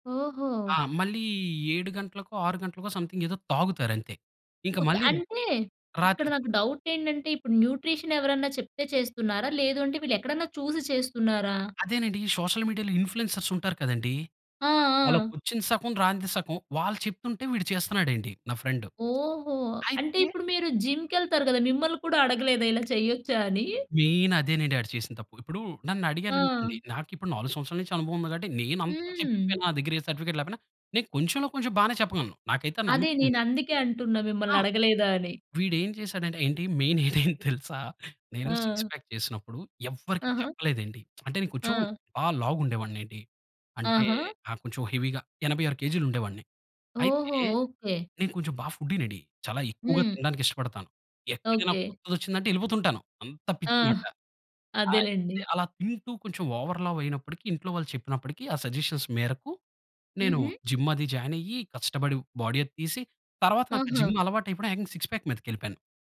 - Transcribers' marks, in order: in English: "సంథింగ్"; in English: "డౌ‌ట్"; in English: "న్యూట్రిషన్"; in English: "సోషల్ మీడియాలో ఇన్‌ఫ్లూ‌యన్‌సర్స్"; tapping; in English: "మెయిన్"; in English: "సర్టిఫికేట్"; in English: "మెయిన్"; laughing while speaking: "ఇడేంటి తెలుసా"; in English: "సిక్స్ పాక్"; lip smack; in English: "హెవీగా"; in English: "ఓవర్"; in English: "సజెషన్స్"; in English: "జిమ్"; in English: "జాయిన్"; in English: "బాడీ"; in English: "జిమ్"; in English: "సిక్స్ పాక్"
- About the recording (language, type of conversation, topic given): Telugu, podcast, ముఖ్యమైన సంభాషణల విషయంలో ప్రభావకర్తలు బాధ్యత వహించాలి అని మీరు భావిస్తారా?